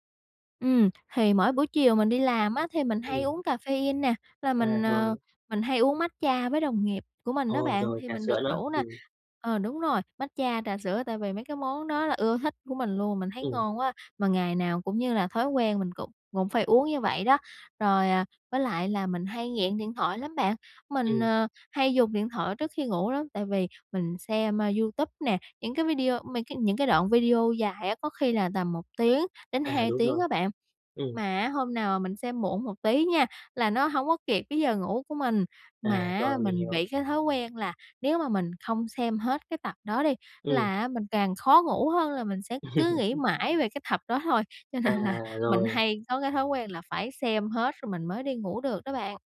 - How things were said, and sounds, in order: tapping; laugh; laughing while speaking: "cho nên là"
- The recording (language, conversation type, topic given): Vietnamese, advice, Làm sao để thức dậy đúng giờ và sắp xếp buổi sáng hiệu quả hơn?